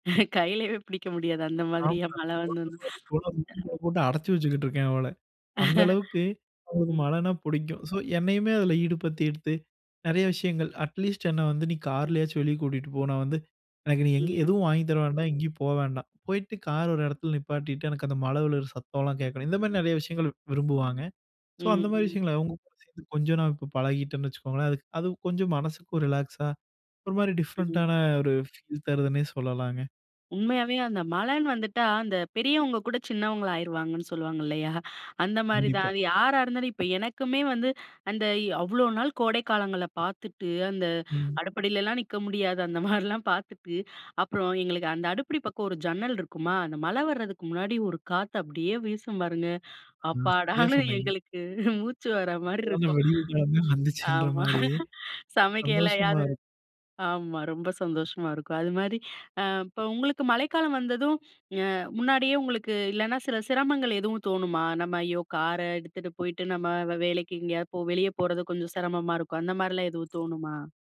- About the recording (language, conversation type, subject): Tamil, podcast, மழைக்காலம் வந்ததும் இயற்கையில் முதலில் என்ன மாறுகிறது?
- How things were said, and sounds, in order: other noise; laugh; in English: "அட்லீஸ்ட்"; other background noise; snort; snort; chuckle